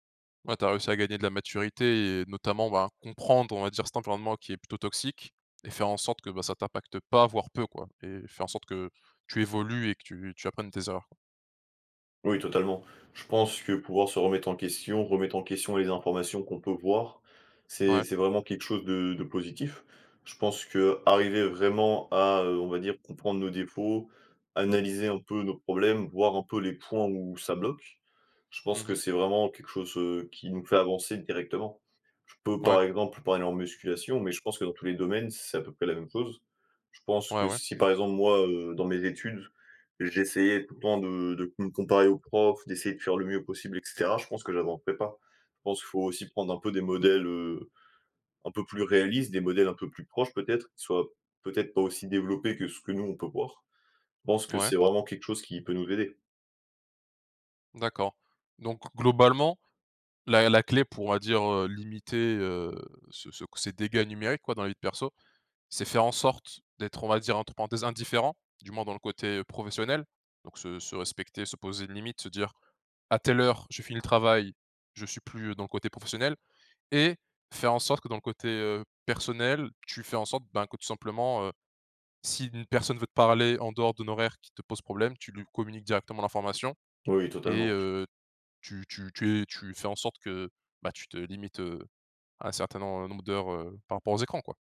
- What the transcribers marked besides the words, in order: stressed: "indifférent"; stressed: "et"; other background noise
- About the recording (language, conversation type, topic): French, podcast, Comment poses-tu des limites au numérique dans ta vie personnelle ?
- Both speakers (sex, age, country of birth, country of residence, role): male, 20-24, France, France, host; male, 20-24, Romania, Romania, guest